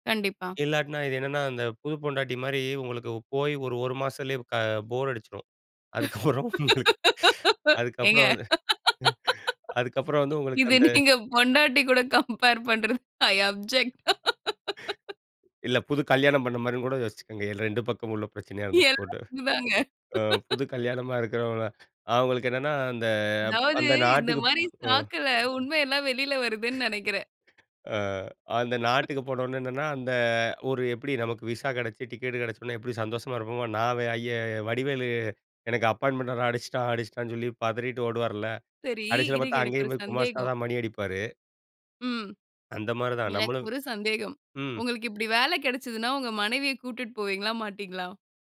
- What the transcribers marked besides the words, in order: "மாசத்துலே" said as "மாசலே"; laughing while speaking: "ஏங்க இது நீங்க பொண்டாட்டி கூட கம்பேர் பண்றது, ஐ அப்ஜெக்ட்"; laughing while speaking: "உங்களுக்"; chuckle; in English: "ஐ அப்ஜெக்ட்"; chuckle; laughing while speaking: "எல்லாருக்"; "எல்லாருக்கும்" said as "எல்லாருக்"; laugh; chuckle; "போனவுடனே" said as "போனவுன்ன"; chuckle; in English: "விசா"; "ஐயா" said as "ஐய"; in English: "அப்பாயின்ட்மென்ட்"; "கூட்டிட்டு" said as "கூட்டிட்"
- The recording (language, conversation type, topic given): Tamil, podcast, புதிய நாட்டுக்கு குடியேற வாய்ப்பு வந்தால், நீங்கள் என்ன முடிவு எடுப்பீர்கள்?